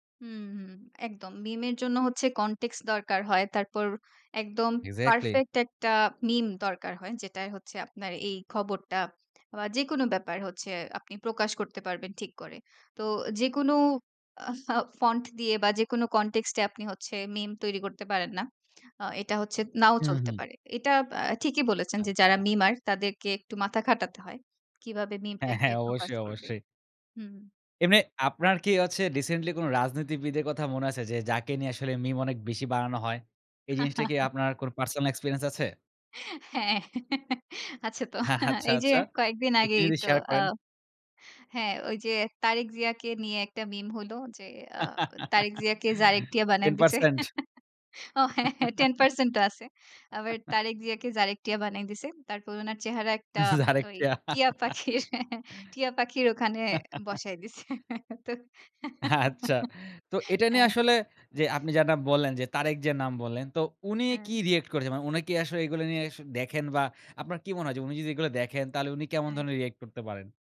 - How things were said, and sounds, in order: in English: "কনটেক্স"; "কন্টেক্সট" said as "কনটেক্স"; lip smack; in English: "কন্টেক্সট"; laughing while speaking: "হ্যাঁ, হ্যাঁ। অবশ্যই, অবশ্যই"; "হচ্ছে" said as "অচ্ছে"; chuckle; laughing while speaking: "হ্যাঁ আছে তো"; chuckle; laughing while speaking: "হ্যাঁ আচ্ছা"; laugh; chuckle; laughing while speaking: "ও হ্যাঁ ten percent ও আছে"; laugh; chuckle; laughing while speaking: "জারেক টিয়া!"; laughing while speaking: "টিয়া পাখির"; chuckle; laughing while speaking: "আচ্ছা!"; laughing while speaking: "দিছে। তো হ্যাঁ"; laugh; "যেটা" said as "জাটা"; tapping
- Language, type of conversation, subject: Bengali, podcast, মিমগুলো কীভাবে রাজনীতি ও মানুষের মানসিকতা বদলে দেয় বলে তুমি মনে করো?